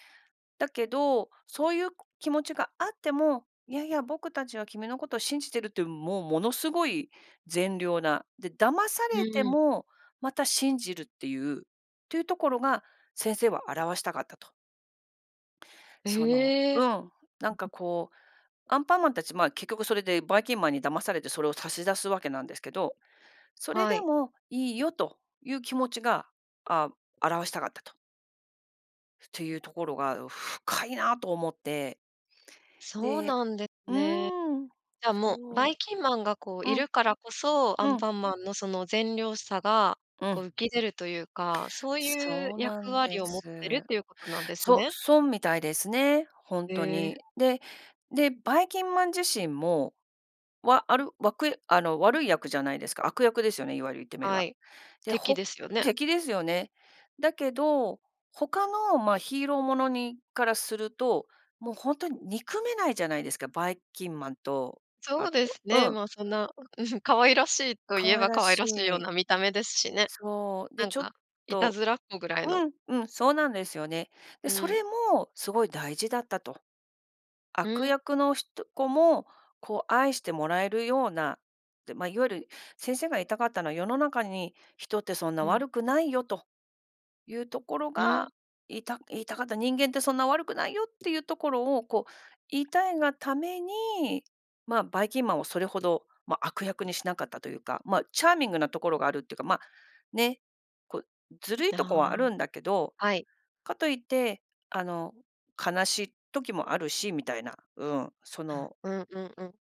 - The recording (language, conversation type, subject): Japanese, podcast, 魅力的な悪役はどのように作られると思いますか？
- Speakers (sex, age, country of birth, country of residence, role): female, 35-39, Japan, Japan, host; female, 50-54, Japan, United States, guest
- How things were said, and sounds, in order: stressed: "深いなあ"